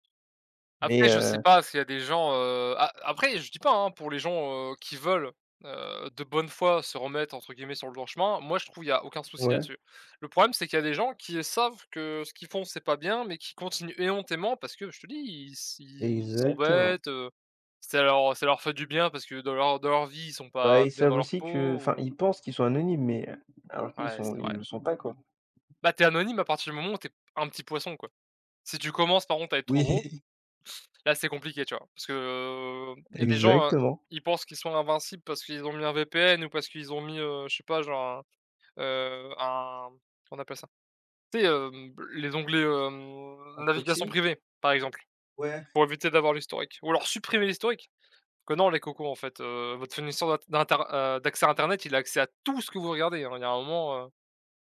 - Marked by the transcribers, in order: tapping; laughing while speaking: "Oui"; teeth sucking; drawn out: "que"; "fournisseur" said as "funisseur"; stressed: "tout"
- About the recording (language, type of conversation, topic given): French, unstructured, Les réseaux sociaux sont-ils responsables du harcèlement en ligne ?